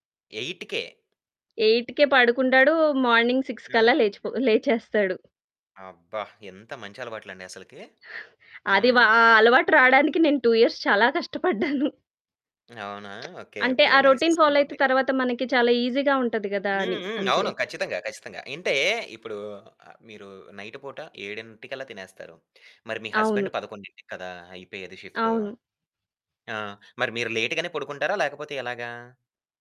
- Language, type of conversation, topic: Telugu, podcast, ఈ పనికి మీరు సమయాన్ని ఎలా కేటాయిస్తారో వివరించగలరా?
- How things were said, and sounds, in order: in English: "ఎయిట్‌కే"; tapping; in English: "మార్నింగ్ సిక్స్"; other background noise; in English: "టూ ఇయర్స్"; giggle; in English: "రొటీన్ ఫాలో"; in English: "నైస్"; in English: "ఈజీగా"; in English: "హస్బెండ్"; in English: "లేట్"